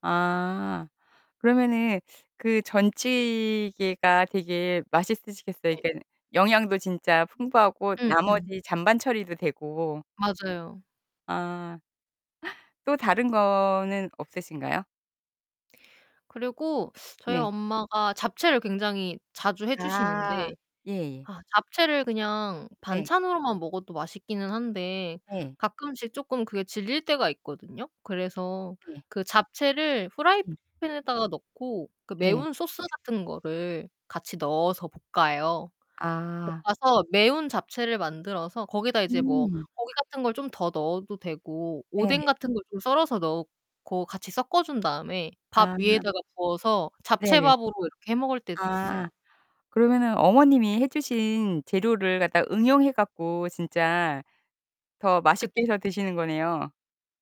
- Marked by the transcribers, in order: distorted speech; tapping; other background noise
- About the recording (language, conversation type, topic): Korean, podcast, 냉장고 속 재료로 뚝딱 만들 수 있는 간단한 요리 레시피를 추천해 주실래요?